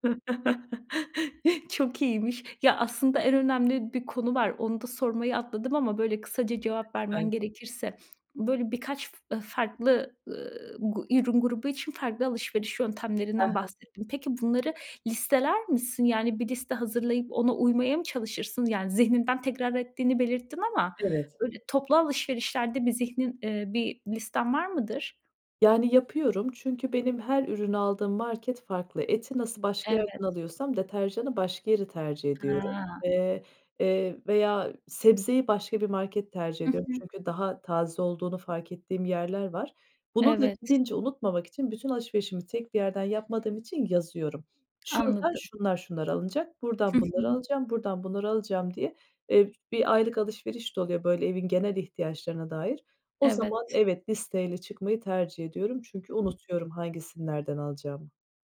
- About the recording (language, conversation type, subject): Turkish, podcast, Markette alışveriş yaparken nelere dikkat ediyorsun?
- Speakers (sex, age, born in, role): female, 30-34, Turkey, host; female, 35-39, Turkey, guest
- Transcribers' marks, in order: laugh; other background noise; tapping